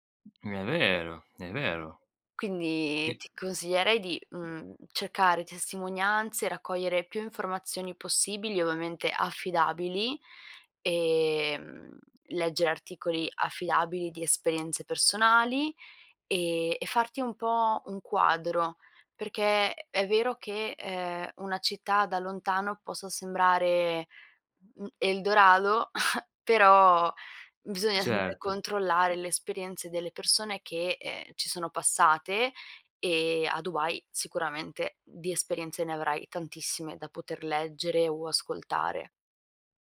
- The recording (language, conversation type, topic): Italian, advice, Come posso affrontare la solitudine e il senso di isolamento dopo essermi trasferito in una nuova città?
- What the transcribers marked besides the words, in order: tapping; unintelligible speech; chuckle